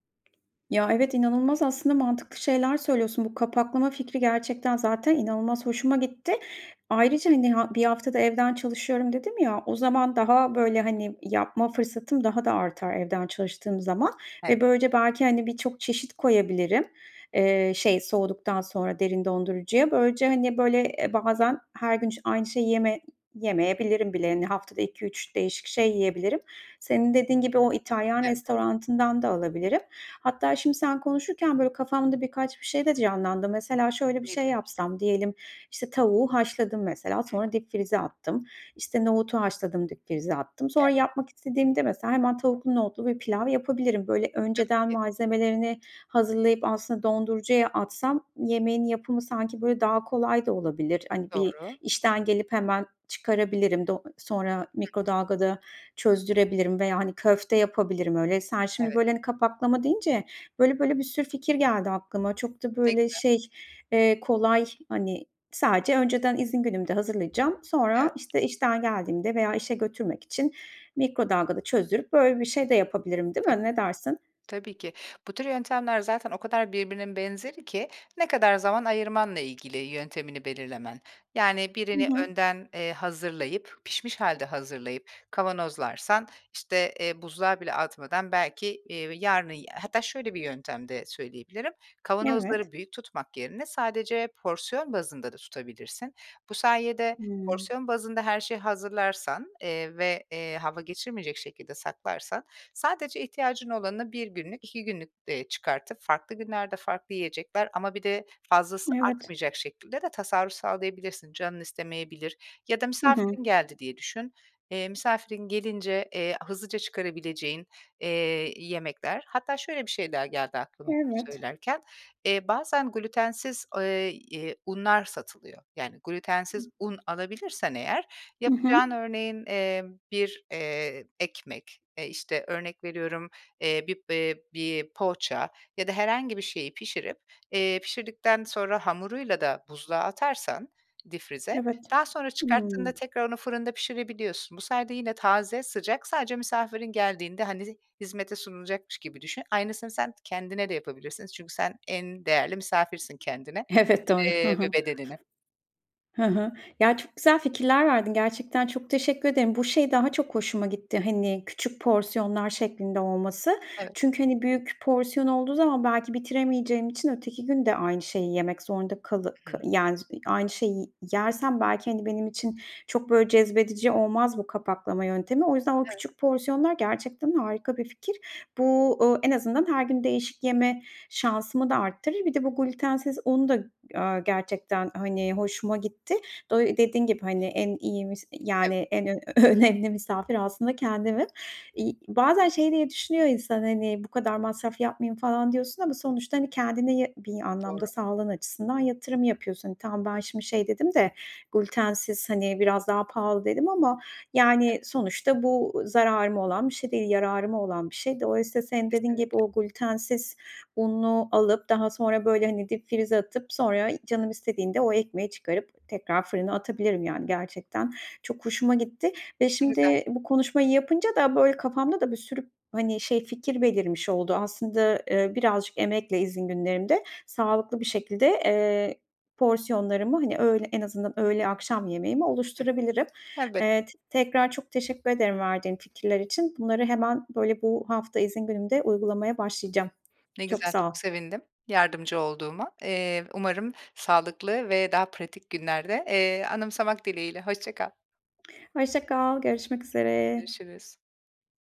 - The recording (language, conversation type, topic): Turkish, advice, Sağlıklı beslenme rutinini günlük hayatına neden yerleştiremiyorsun?
- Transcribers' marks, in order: other background noise; unintelligible speech; "restoranından" said as "restorantından"; tapping; other noise; laughing while speaking: "Evet"; laughing while speaking: "önemli"